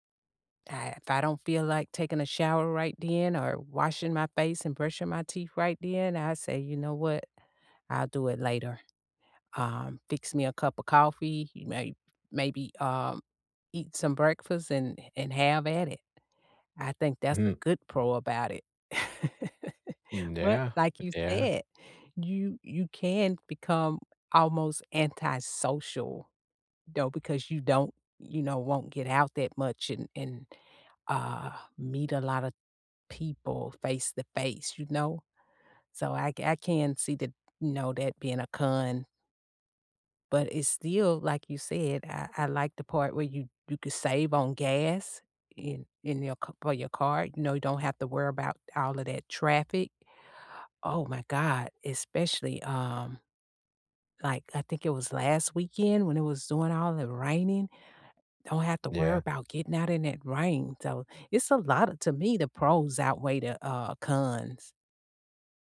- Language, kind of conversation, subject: English, unstructured, What do you think about remote work becoming so common?
- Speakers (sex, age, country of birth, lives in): female, 55-59, United States, United States; male, 20-24, United States, United States
- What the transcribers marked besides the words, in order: laugh; tapping